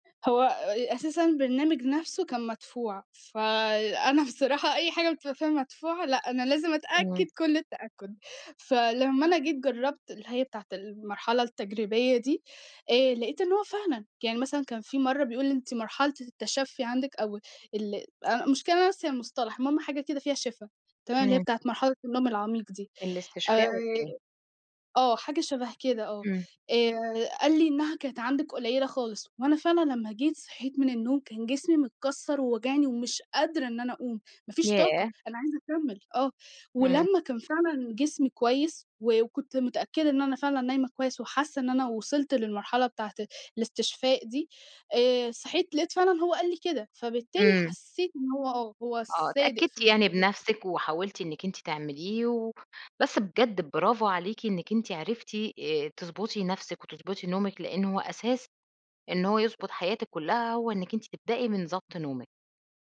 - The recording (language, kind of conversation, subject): Arabic, podcast, إيه العلامات اللي بتقول إن نومك مش مكفّي؟
- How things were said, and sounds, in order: laughing while speaking: "فَأنا بصراحة أي حاجة"; other background noise